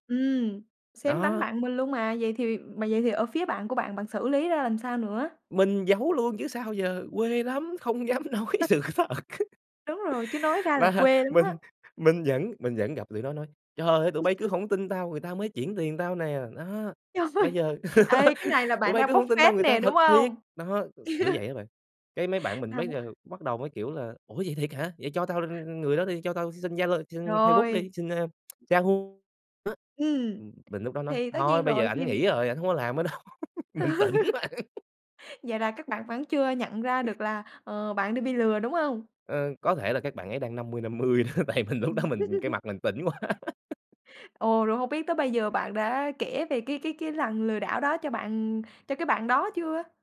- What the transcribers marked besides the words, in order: laughing while speaking: "dám nói sự thật"; unintelligible speech; chuckle; laughing while speaking: "Và mình"; laugh; laughing while speaking: "Trời!"; laugh; other background noise; other noise; chuckle; tapping; unintelligible speech; laughing while speaking: "đâu"; chuckle; laugh; laughing while speaking: "tỉnh bạn"; laugh; laughing while speaking: "đó, tại mình lúc đó"; chuckle; laughing while speaking: "quá"; laugh
- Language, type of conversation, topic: Vietnamese, podcast, Bạn làm gì khi gặp lừa đảo trực tuyến?